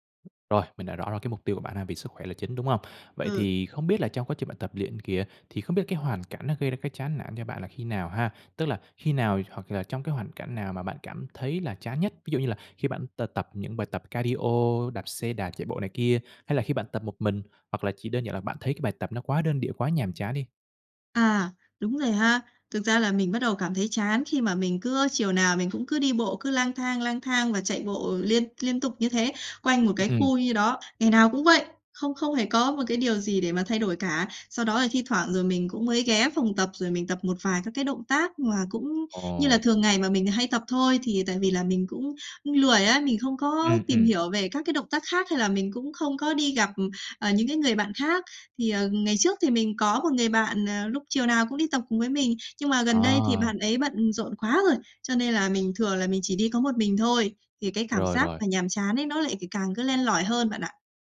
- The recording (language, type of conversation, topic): Vietnamese, advice, Làm sao để lấy lại động lực tập luyện và không bỏ buổi vì chán?
- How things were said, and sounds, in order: other background noise; tapping; in English: "cardio"